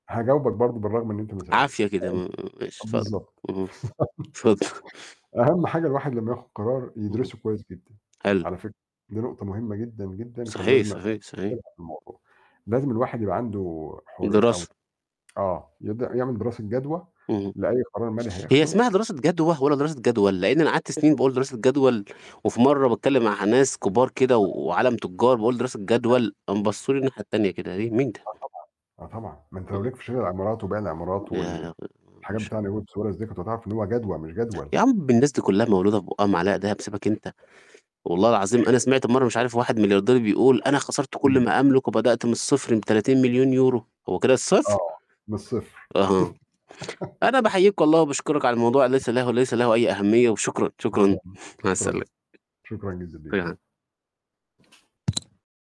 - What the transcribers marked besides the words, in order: static; other noise; laugh; laughing while speaking: "اتفض"; distorted speech; tapping; unintelligible speech; unintelligible speech; other background noise; unintelligible speech; unintelligible speech; laugh; unintelligible speech
- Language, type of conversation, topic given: Arabic, unstructured, إيه أحسن قرار مالي خدته؟